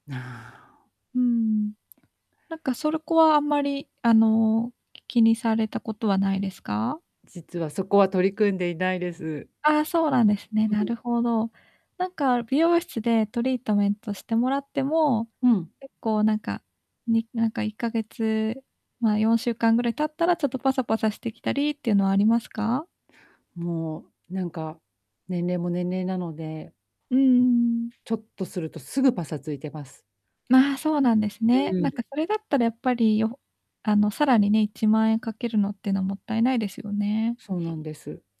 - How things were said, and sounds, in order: distorted speech
- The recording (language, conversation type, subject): Japanese, advice, 限られた予算の中でおしゃれに見せるには、どうすればいいですか？